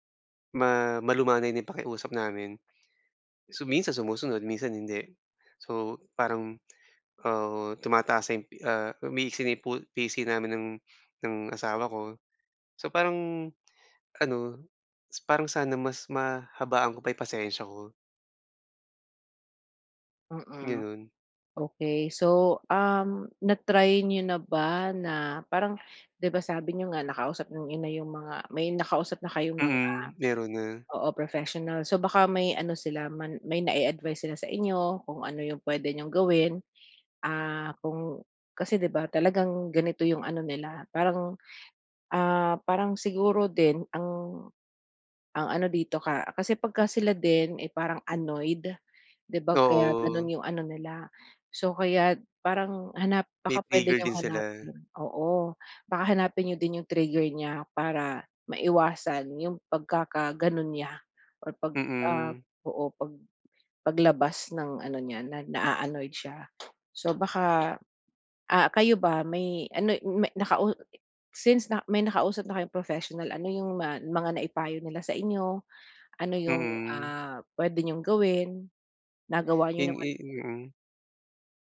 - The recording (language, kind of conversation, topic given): Filipino, advice, Paano ko haharapin ang sarili ko nang may pag-unawa kapag nagkulang ako?
- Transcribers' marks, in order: other background noise; tapping